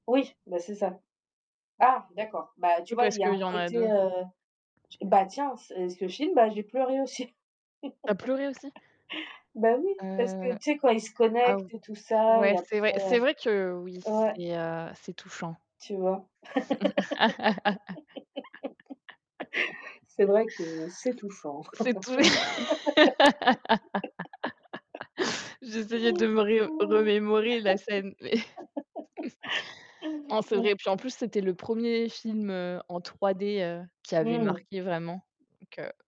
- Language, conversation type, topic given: French, unstructured, Préférez-vous le cinéma d’auteur ou les films à grand spectacle pour apprécier le septième art ?
- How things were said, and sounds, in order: other background noise; tapping; static; laugh; distorted speech; laugh; laugh; laughing while speaking: "mais"; chuckle; laugh